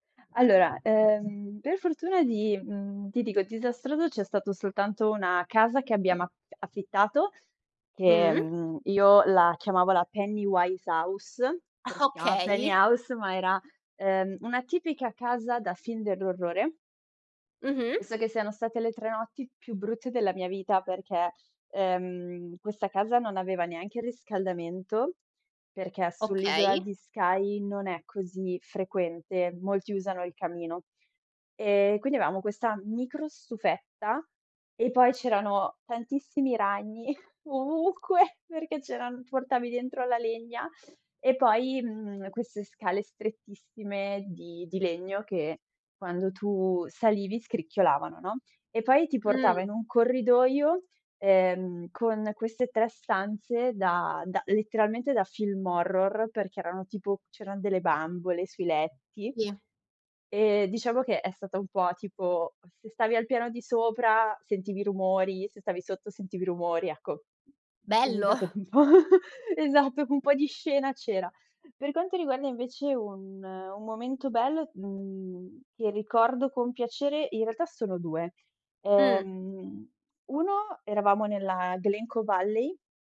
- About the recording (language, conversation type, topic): Italian, podcast, Raccontami di un viaggio che ti ha cambiato la vita?
- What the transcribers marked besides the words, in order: laughing while speaking: "Okay"; tapping; laughing while speaking: "ovunque"; other background noise; laughing while speaking: "È s stato un po'"